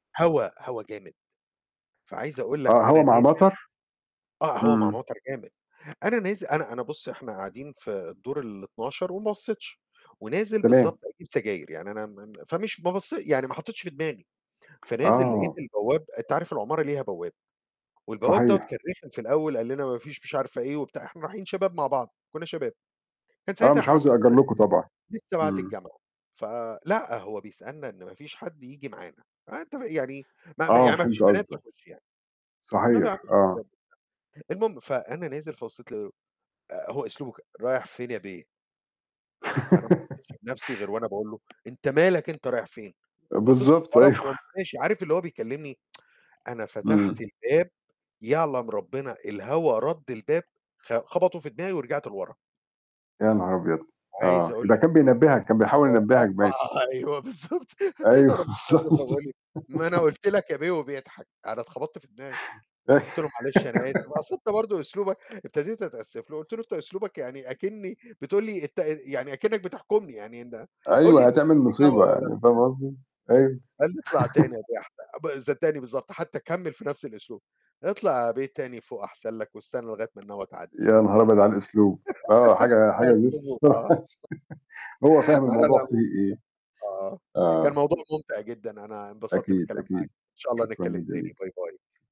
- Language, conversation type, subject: Arabic, unstructured, إيه أحلى ذكرى عندك مع العيلة وإنتوا مسافرين؟
- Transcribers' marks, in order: tapping; unintelligible speech; laugh; laughing while speaking: "بالضبط، أيوه"; tsk; laughing while speaking: "آه، أيوه بالضبط"; static; laughing while speaking: "أيوه بالضبط"; laugh; laughing while speaking: "أي"; laugh; unintelligible speech; laugh; other noise; laugh; laughing while speaking: "آه، أسلوبه آه"; unintelligible speech; unintelligible speech; laugh